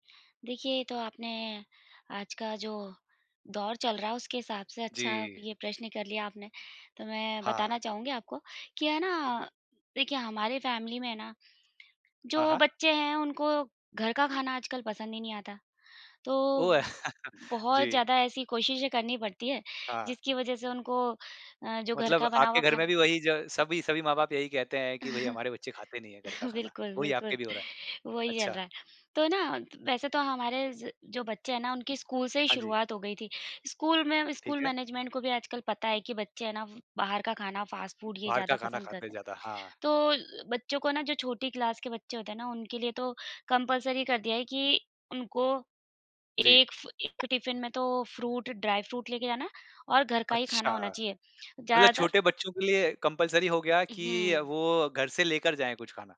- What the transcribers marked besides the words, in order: in English: "फैमिली"; chuckle; laughing while speaking: "बिल्कुल, बिल्कुल। वही चल रहा है"; in English: "स्कूल मैनेजमेंट"; in English: "क्लास"; in English: "कंपल्सरी"; in English: "फ़्रूट, ड्राई फ़्रूट"; in English: "कंपल्सरी"
- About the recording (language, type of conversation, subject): Hindi, podcast, परिवार के साथ स्वस्थ खाने की आदतें कैसे विकसित करें?